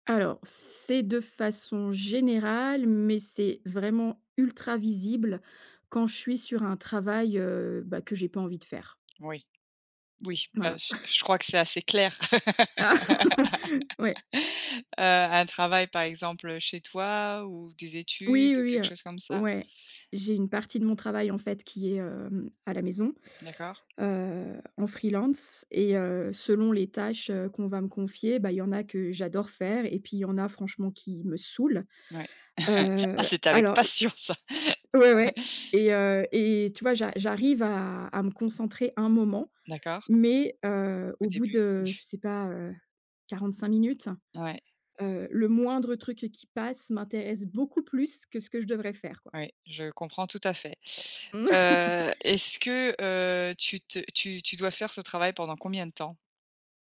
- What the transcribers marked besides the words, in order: tapping; cough; chuckle; laugh; chuckle; stressed: "saoulent"; stressed: "passion"; chuckle; chuckle; chuckle
- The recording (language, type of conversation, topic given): French, advice, Comment décririez-vous votre tendance au multitâche inefficace et votre perte de concentration ?
- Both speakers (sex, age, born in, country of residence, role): female, 40-44, France, United States, advisor; female, 45-49, France, France, user